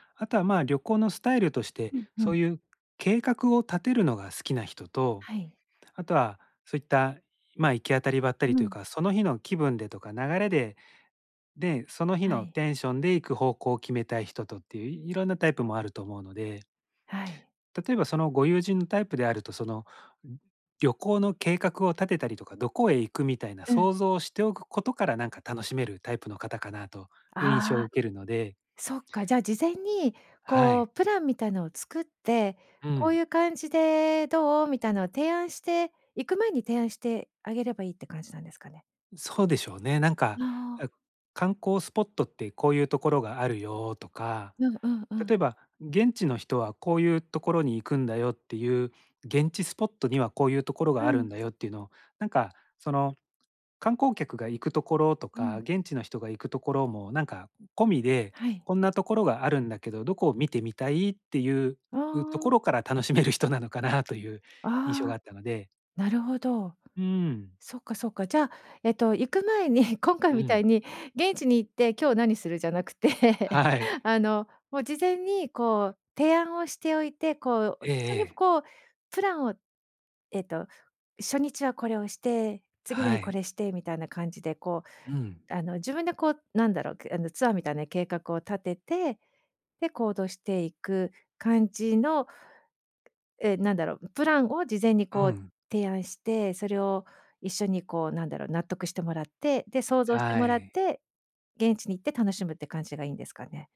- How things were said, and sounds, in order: other background noise; laughing while speaking: "楽しめる人なのかな"; chuckle; tapping
- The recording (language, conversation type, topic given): Japanese, advice, 旅行の計画をうまく立てるには、どこから始めればよいですか？